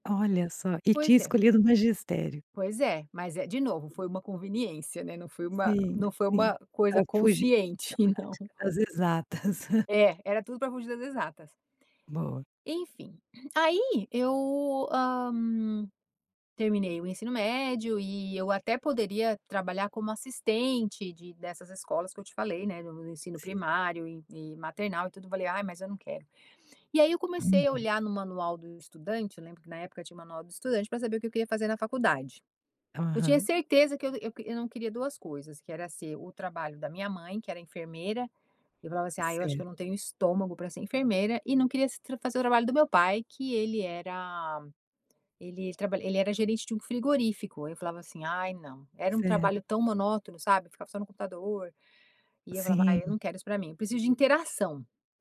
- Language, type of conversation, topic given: Portuguese, podcast, Como você escolheu sua profissão?
- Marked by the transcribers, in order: other background noise; tapping; giggle